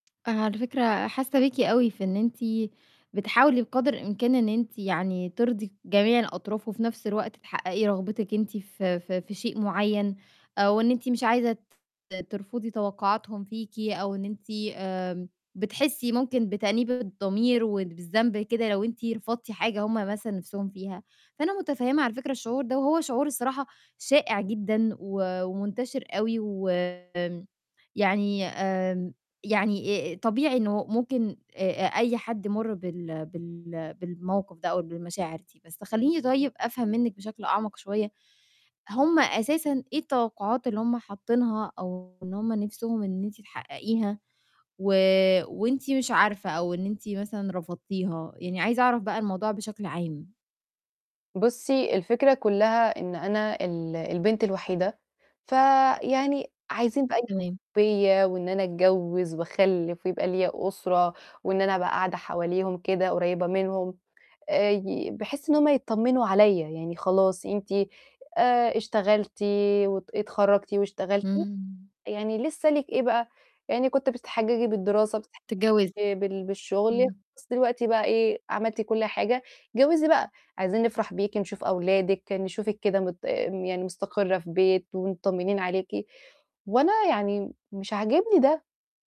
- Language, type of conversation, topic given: Arabic, advice, إزاي أتعامل مع إحساس الذنب لما برفض توقعات العيلة؟
- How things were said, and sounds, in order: tapping; distorted speech